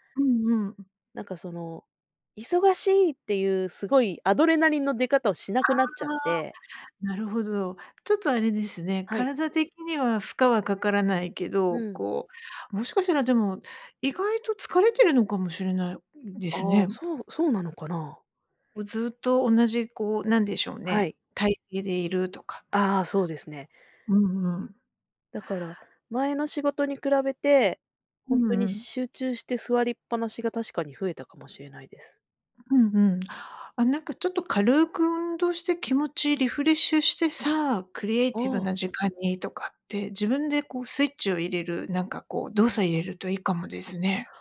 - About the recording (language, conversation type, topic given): Japanese, advice, 創作を習慣にしたいのに毎日続かないのはどうすれば解決できますか？
- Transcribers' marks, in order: tapping; other background noise